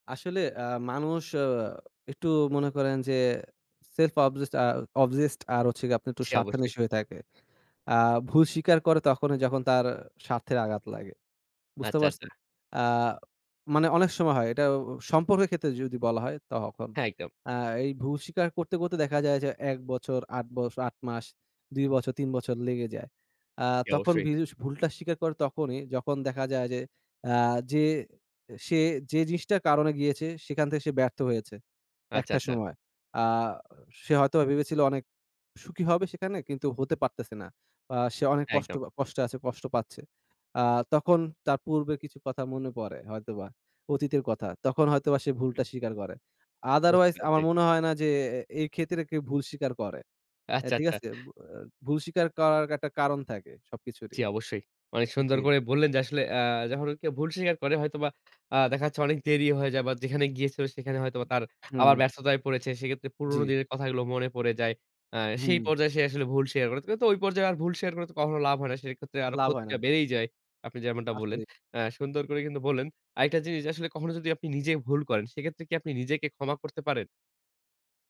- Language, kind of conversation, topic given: Bengali, podcast, ভুল পথে চলে গেলে কীভাবে ফেরার পথ খুঁজে নেন?
- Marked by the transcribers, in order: in English: "self obsessed"; in English: "obsessed"; in English: "otherwise"